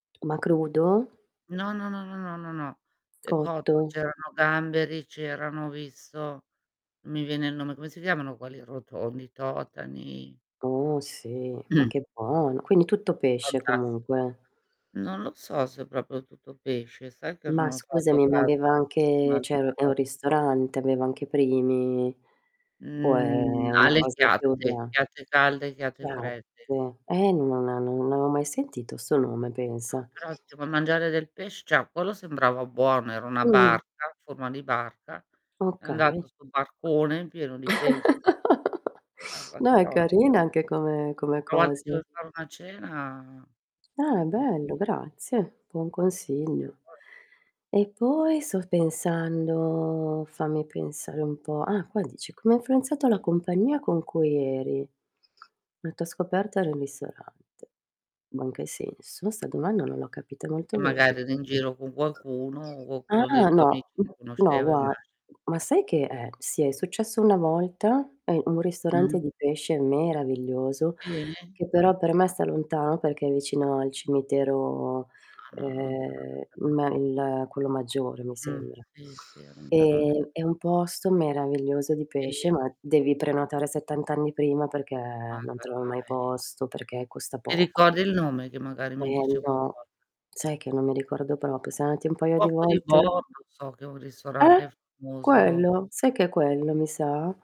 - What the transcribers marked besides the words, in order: other background noise; tapping; distorted speech; throat clearing; static; "cioè" said as "ceh"; chuckle; unintelligible speech; drawn out: "cena"; drawn out: "pensando"; "qualcuno" said as "quaccuno"; unintelligible speech; unintelligible speech; "proprio" said as "propio"
- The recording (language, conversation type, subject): Italian, unstructured, Come hai scoperto il tuo ristorante preferito?
- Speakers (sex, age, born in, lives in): female, 50-54, Italy, Italy; female, 55-59, Italy, Italy